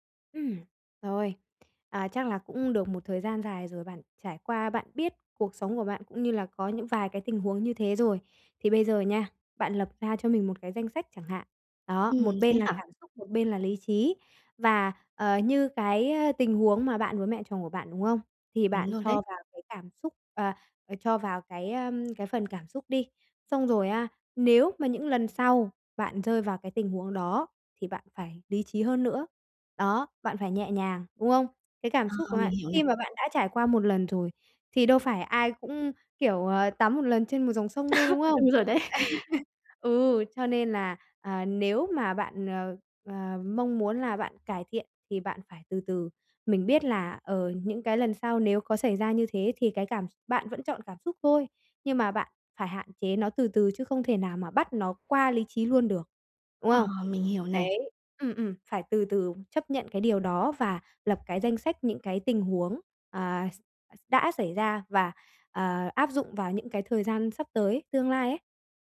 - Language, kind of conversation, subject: Vietnamese, advice, Làm sao tôi biết liệu mình có nên đảo ngược một quyết định lớn khi lý trí và cảm xúc mâu thuẫn?
- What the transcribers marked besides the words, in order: other background noise; tapping; laugh; chuckle